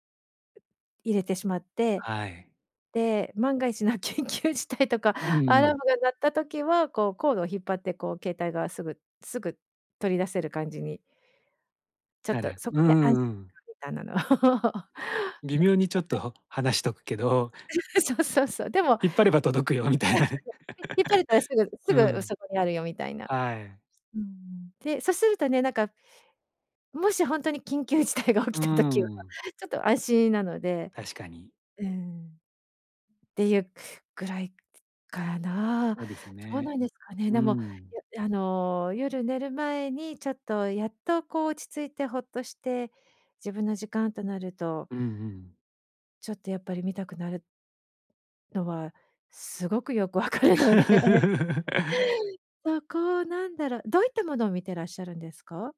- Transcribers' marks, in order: other background noise; laughing while speaking: "緊急事態とか"; unintelligible speech; laugh; unintelligible speech; laughing while speaking: "そう そう そう"; laughing while speaking: "そう そう そう"; laughing while speaking: "届くよみたいなね"; laugh; laughing while speaking: "緊急事態が起きた時は"; laughing while speaking: "わかるので"; laugh
- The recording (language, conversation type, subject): Japanese, advice, 夜更かしの習慣を改善するには、まず何から始めればよいですか？